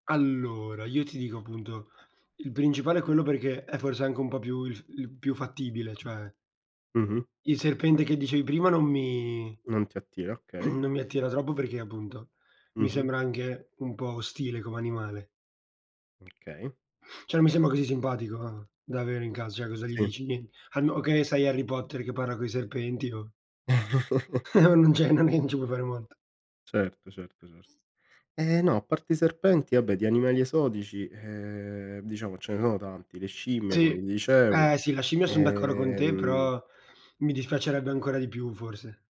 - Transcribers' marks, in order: throat clearing; "anche" said as "anghe"; sniff; "Cioè" said as "ceh"; chuckle; laughing while speaking: "Non c'è non è che ci puoi fare molto"; tapping; other background noise; drawn out: "ehm"; drawn out: "Ehm"; sniff
- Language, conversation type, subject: Italian, unstructured, Ti piacerebbe avere un animale esotico? Perché sì o perché no?